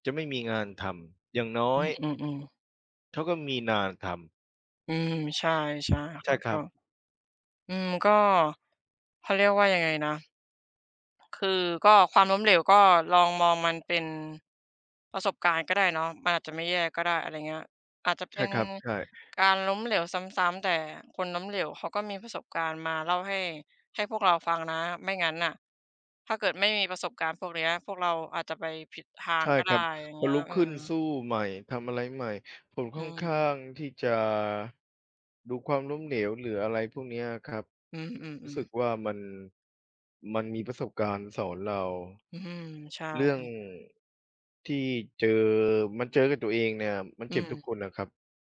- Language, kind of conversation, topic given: Thai, unstructured, ทำไมหลายคนถึงกลัวความล้มเหลวในการวางแผนอนาคต?
- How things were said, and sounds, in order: other background noise; tapping; other noise